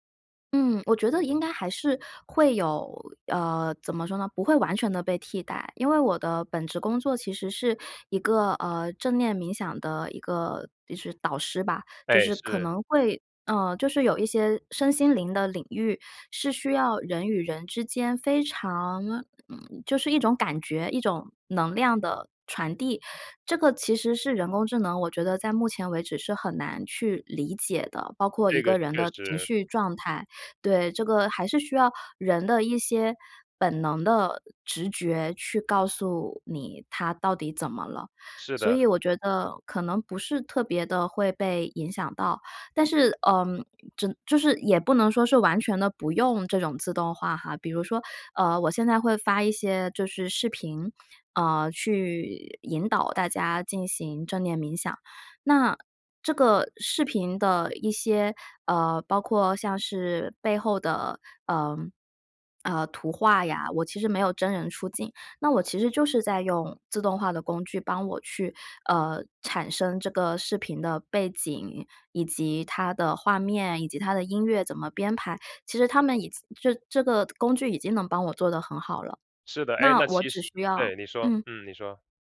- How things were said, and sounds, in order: other background noise
- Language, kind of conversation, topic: Chinese, podcast, 未来的工作会被自动化取代吗？